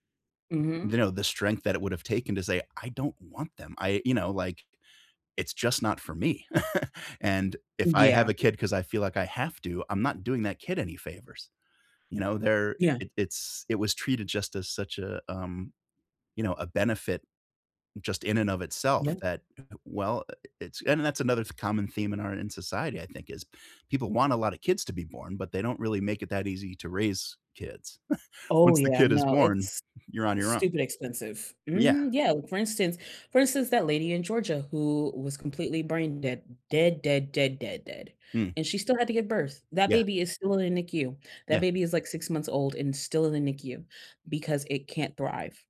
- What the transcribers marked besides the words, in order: laugh; other background noise; chuckle
- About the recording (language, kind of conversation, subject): English, unstructured, What causes political divisions?